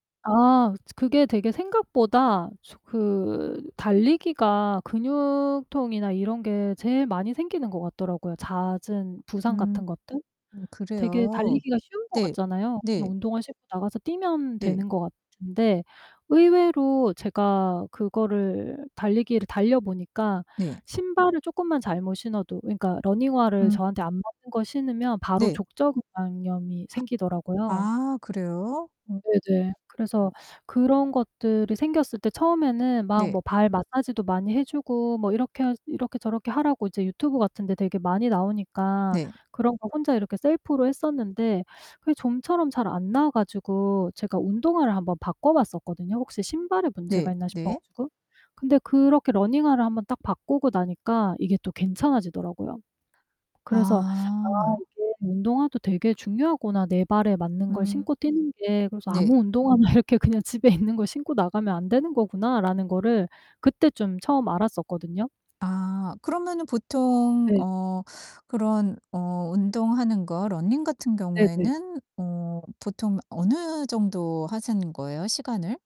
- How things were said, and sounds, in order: distorted speech; tapping; mechanical hum; laughing while speaking: "운동화나 이렇게 그냥 집에 있는"
- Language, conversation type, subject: Korean, advice, 운동 후에 계속되는 근육통을 어떻게 완화하고 회복하면 좋을까요?